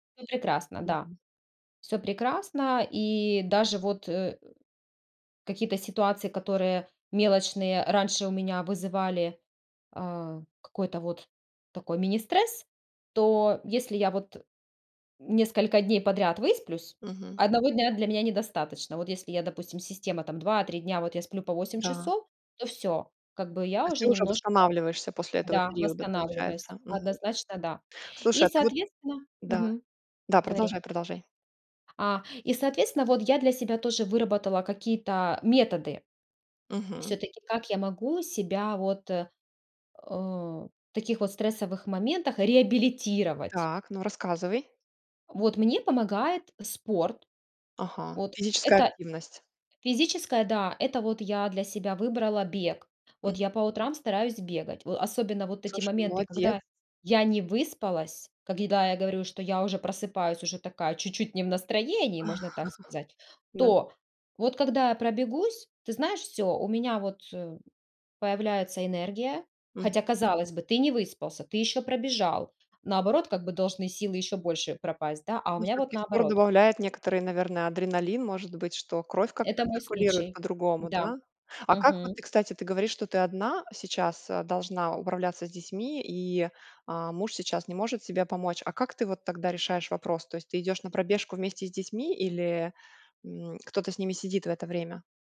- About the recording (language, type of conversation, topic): Russian, podcast, Как ты справляешься со стрессом в обычный день?
- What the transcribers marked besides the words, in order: other background noise; tapping; chuckle